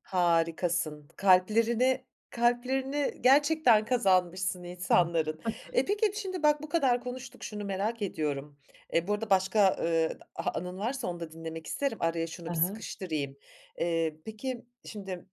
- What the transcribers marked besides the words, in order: unintelligible speech; chuckle
- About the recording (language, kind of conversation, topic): Turkish, podcast, Türk dizileri neden yurt dışında bu kadar popüler?